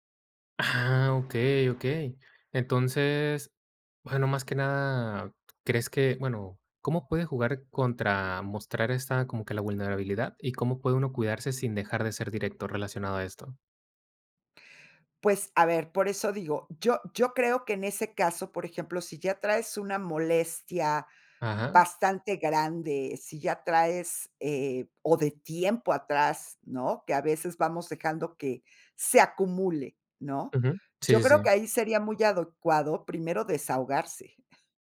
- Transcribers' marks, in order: other background noise; tapping
- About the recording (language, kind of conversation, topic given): Spanish, podcast, ¿Qué papel juega la vulnerabilidad al comunicarnos con claridad?